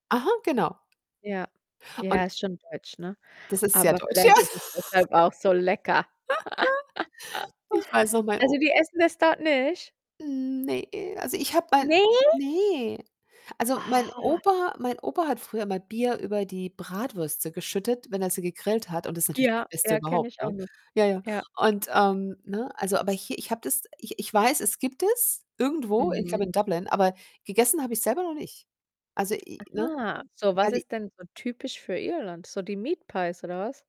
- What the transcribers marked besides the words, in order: other background noise; distorted speech; laughing while speaking: "ja"; laugh; surprised: "Ne?"; in English: "Meat Pies"
- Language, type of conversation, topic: German, podcast, Was nimmst du von einer Reise mit nach Hause, wenn du keine Souvenirs kaufst?